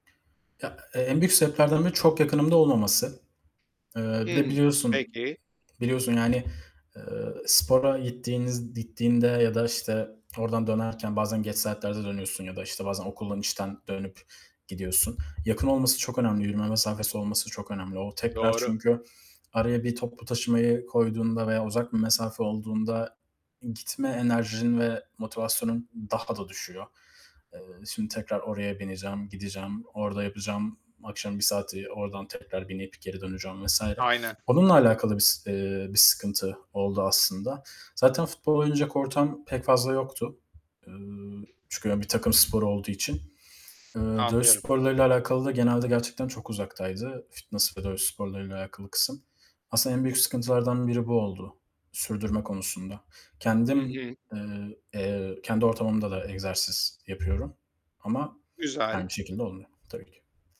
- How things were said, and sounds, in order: static; other background noise; tapping; distorted speech
- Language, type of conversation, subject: Turkish, advice, Düzenli egzersizi neden sürdüremiyorum ve motivasyonumu neden kaybediyorum?